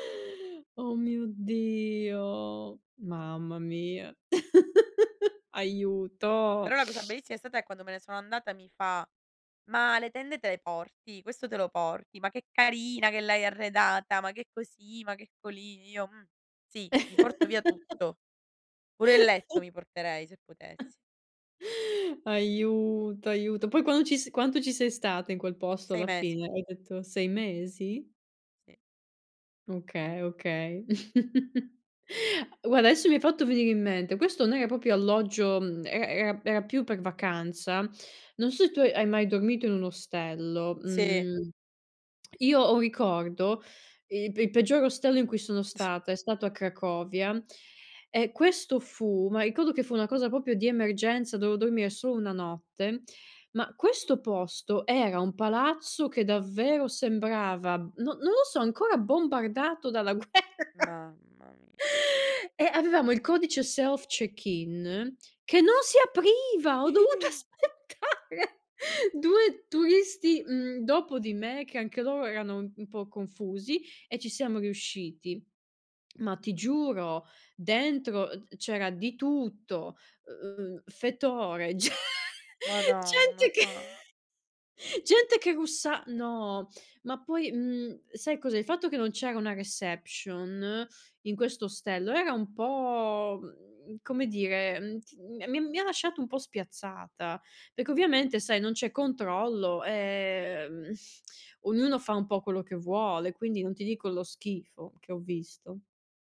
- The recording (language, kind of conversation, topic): Italian, unstructured, Qual è la cosa più disgustosa che hai visto in un alloggio?
- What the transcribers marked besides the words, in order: laugh; "bellissima" said as "beissima"; laugh; chuckle; "proprio" said as "propio"; giggle; "proprio" said as "propio"; laughing while speaking: "guerra"; in English: "self check-in"; surprised: "Ih"; stressed: "che non si apriva"; laughing while speaking: "ho dovuto aspettare due"; laughing while speaking: "ge gente che gente che"